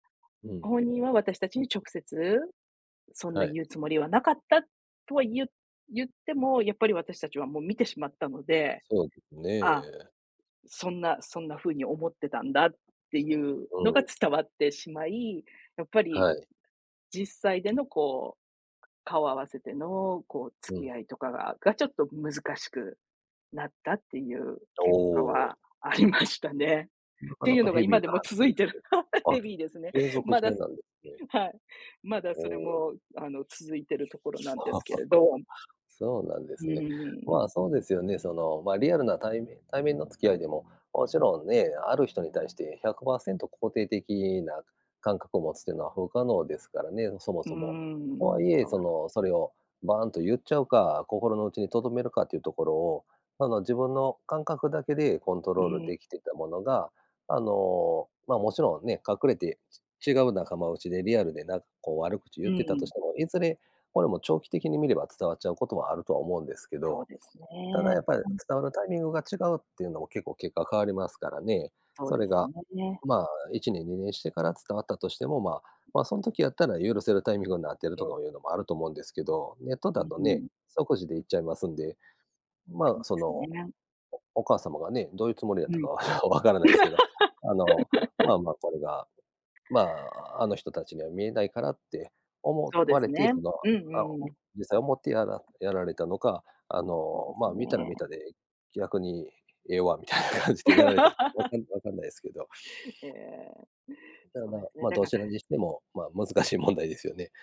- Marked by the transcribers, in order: tapping; laughing while speaking: "ありましたね"; chuckle; laughing while speaking: "ヘビーですね。まだ、す はい"; other background noise; laugh; unintelligible speech; laughing while speaking: "だったかまでは分からないですけど"; laugh; laughing while speaking: "みたいな感じで"; laugh; sniff; laughing while speaking: "難しい問題ですよね"
- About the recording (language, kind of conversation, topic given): Japanese, unstructured, SNSは人間関係にどのような影響を与えていると思いますか？